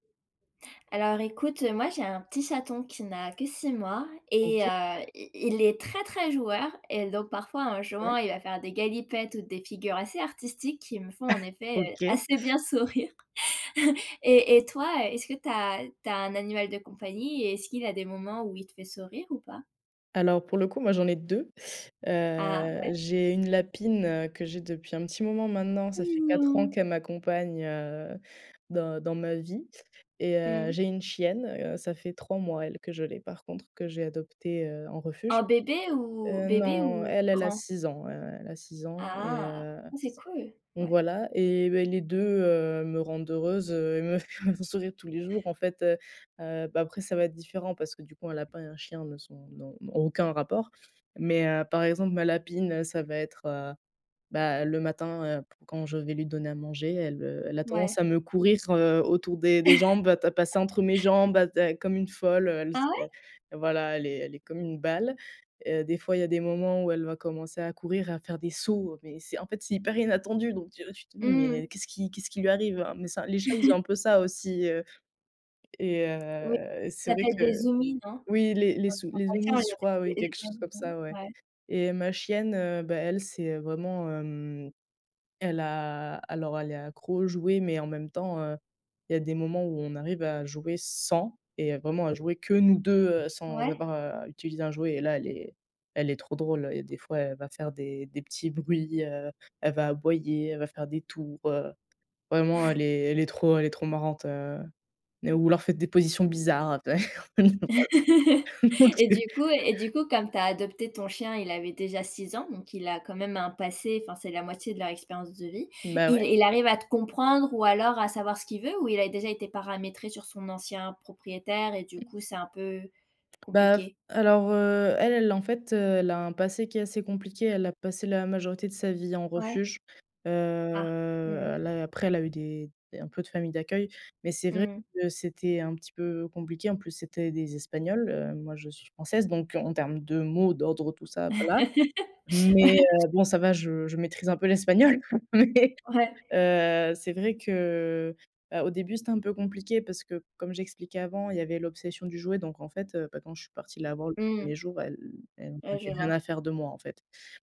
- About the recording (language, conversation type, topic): French, unstructured, Qu’est-ce que tu apprécies le plus chez ton animal ?
- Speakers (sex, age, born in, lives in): female, 20-24, France, France; female, 25-29, France, France
- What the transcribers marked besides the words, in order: chuckle; laughing while speaking: "sourire"; chuckle; tapping; laughing while speaking: "me font"; chuckle; chuckle; in English: "zoomies"; unintelligible speech; unintelligible speech; in English: "zoomies"; stressed: "sans"; chuckle; laugh; laughing while speaking: "après. OK"; chuckle; other background noise; drawn out: "Heu"; laugh; stressed: "Mais"; laughing while speaking: "l'espagnol mais"; laughing while speaking: "Ouais"; unintelligible speech; unintelligible speech